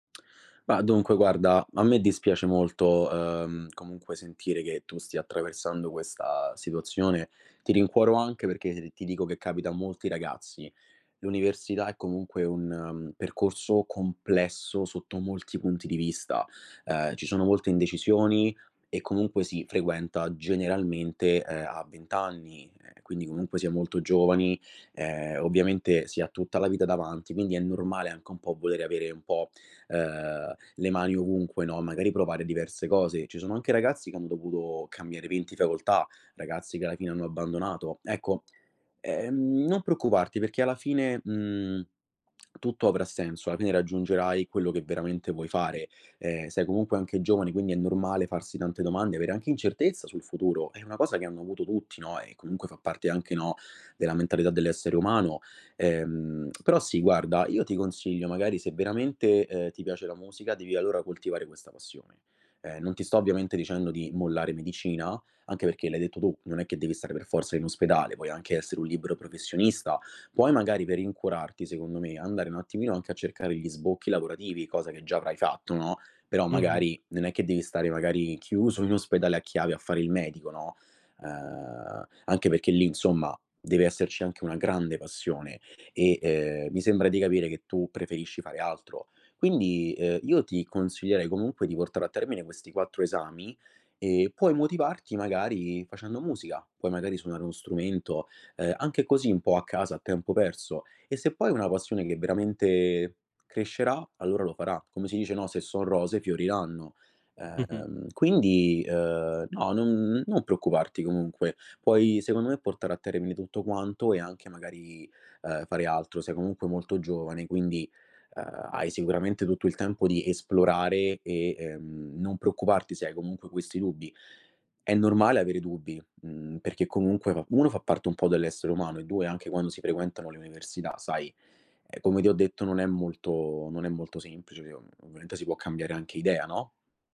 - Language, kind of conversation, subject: Italian, advice, Come posso mantenere un ritmo produttivo e restare motivato?
- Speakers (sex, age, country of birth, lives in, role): male, 25-29, Italy, Italy, advisor; male, 25-29, Italy, Italy, user
- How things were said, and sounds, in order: lip smack